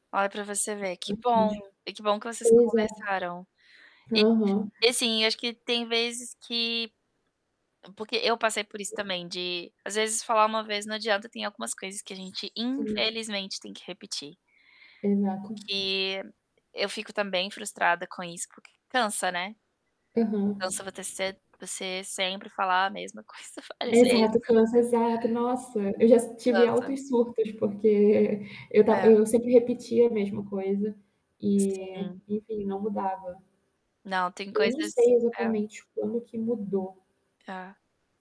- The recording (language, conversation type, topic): Portuguese, unstructured, O que você acha que faz um relacionamento durar?
- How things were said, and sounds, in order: static; unintelligible speech; distorted speech; unintelligible speech; stressed: "infelizmente"; "você" said as "vote"